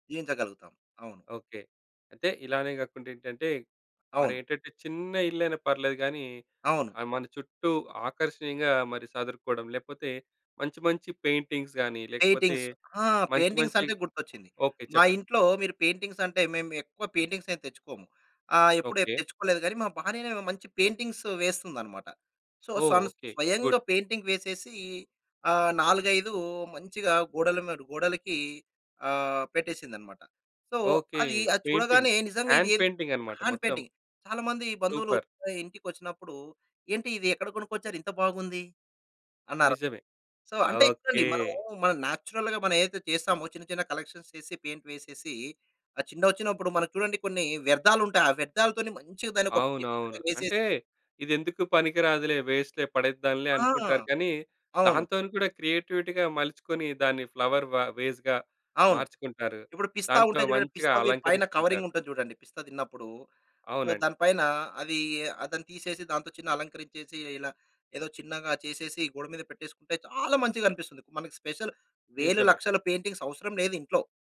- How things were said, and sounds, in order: in English: "పెయింటింగ్స్"; in English: "పెయింటింగ్స్"; in English: "పెయింటింగ్స్"; in English: "పెయింటింగ్స్"; in English: "పెయింటింగ్స్"; in English: "పెయింటింగ్స్"; in English: "గుడ్"; in English: "సో"; in English: "పెయింటింగ్"; in English: "సో"; in English: "పెయింటింగ్. హ్యాండ్ పెయింటింగ్"; in English: "హ్యాండ్ పెయింటింగ్"; in English: "సూపర్!"; in English: "సో"; in English: "నేచురల్‌గా"; in English: "కలెక్షన్స్"; in English: "పెయింట్"; in English: "పెయింట్‌గ్‌లాగా"; in English: "వేస్ట్‌లే"; in English: "క్రియేటివిటీ‌గా"; in English: "ఫ్లవర్ వ వేస్‌గా"; in English: "కవరింగ్"; in English: "సో"; stressed: "చాలా"; in English: "స్పెషల్"; in English: "పెయింటింగ్స్"
- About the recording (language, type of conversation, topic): Telugu, podcast, తక్కువ సామాగ్రితో జీవించడం నీకు ఎందుకు ఆకర్షణీయంగా అనిపిస్తుంది?